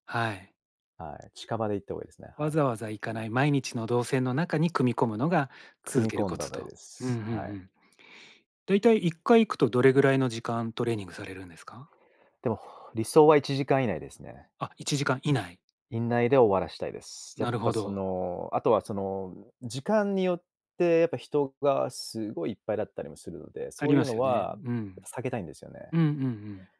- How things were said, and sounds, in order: none
- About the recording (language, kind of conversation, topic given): Japanese, podcast, 自分を成長させる日々の習慣って何ですか？